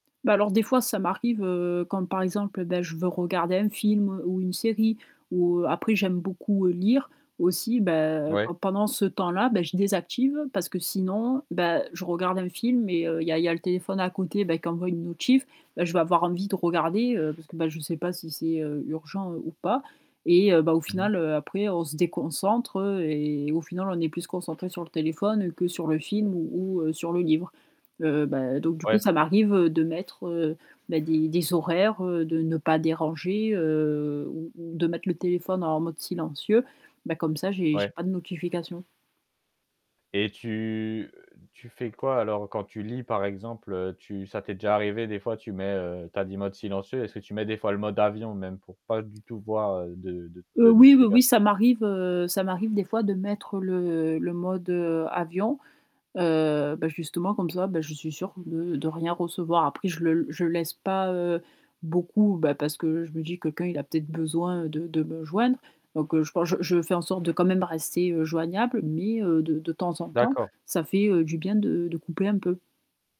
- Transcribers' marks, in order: static; "notification" said as "notif"; distorted speech; tapping; other background noise
- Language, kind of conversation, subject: French, podcast, Comment fais-tu pour ne pas te laisser submerger par les notifications ?